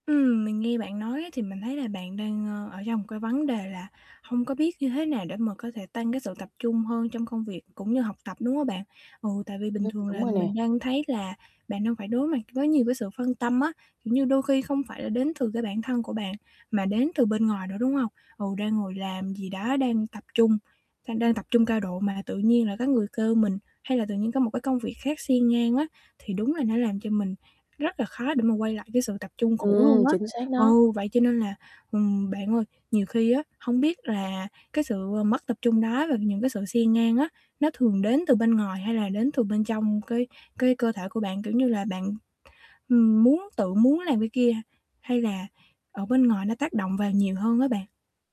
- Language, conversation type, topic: Vietnamese, advice, Làm sao để giảm xao nhãng và tăng khả năng tập trung?
- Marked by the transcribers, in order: static; distorted speech